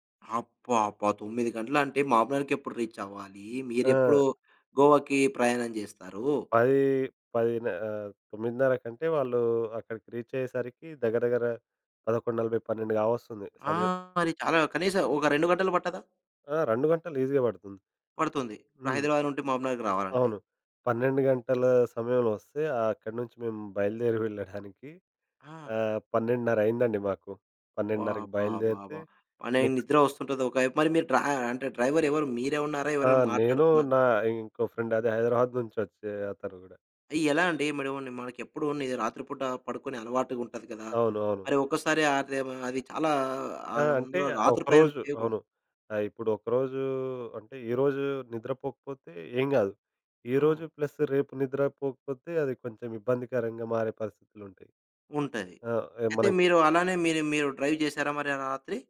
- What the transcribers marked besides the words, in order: in English: "రీచ్"; in English: "రీచ్"; in English: "ఈజీగా"; in English: "నెక్స్ట్"; in English: "డ్రైవర్"; in English: "ఫ్రెండ్"; unintelligible speech; in English: "ప్లస్"; in English: "డ్రైవ్"
- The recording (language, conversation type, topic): Telugu, podcast, ఆలస్యం చేస్తున్నవారికి మీరు ఏ సలహా ఇస్తారు?
- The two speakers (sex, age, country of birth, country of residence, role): male, 25-29, India, India, guest; male, 35-39, India, India, host